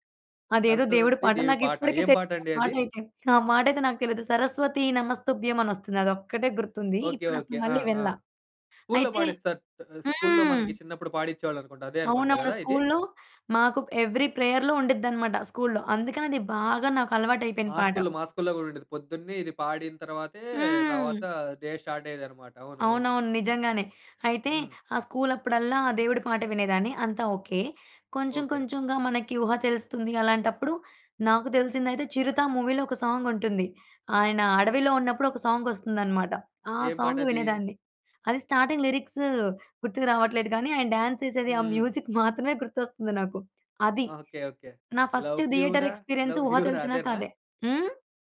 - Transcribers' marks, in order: in English: "ఎవ్రి ప్రేయర్‌లో"; in English: "డే స్టార్ట్"; in English: "మూవీలో"; in English: "సాంగ్"; in English: "సాంగ్"; in English: "సాంగ్"; in English: "స్టార్టింగ్ లిరిక్స్"; in English: "డ్యాన్స్"; in English: "మ్యూజిక్"; in English: "ఫస్ట్ థియేటర్ ఎక్స్‌పీరియన్స్"; in English: "'లవ్ యూ"; laughing while speaking: "లవ్ యూ రా'"; in English: "లవ్ యూ"
- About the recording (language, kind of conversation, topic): Telugu, podcast, మీ జీవితానికి నేపథ్య సంగీతంలా మీకు మొదటగా గుర్తుండిపోయిన పాట ఏది?